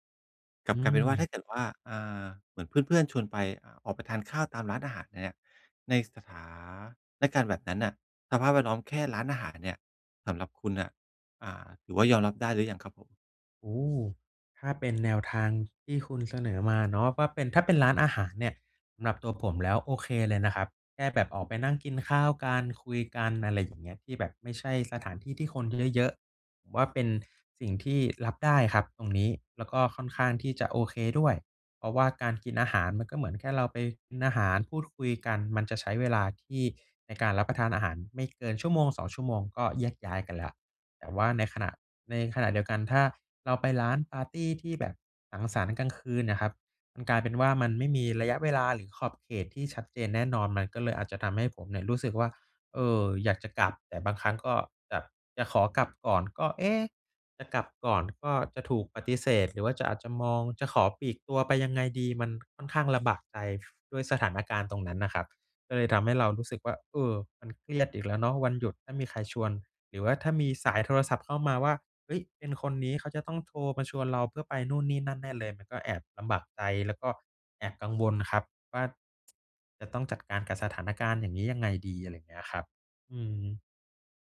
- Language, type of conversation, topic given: Thai, advice, ทำอย่างไรดีเมื่อฉันเครียดช่วงวันหยุดเพราะต้องไปงานเลี้ยงกับคนที่ไม่ชอบ?
- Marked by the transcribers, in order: drawn out: "สถานการณ์"; other background noise; tsk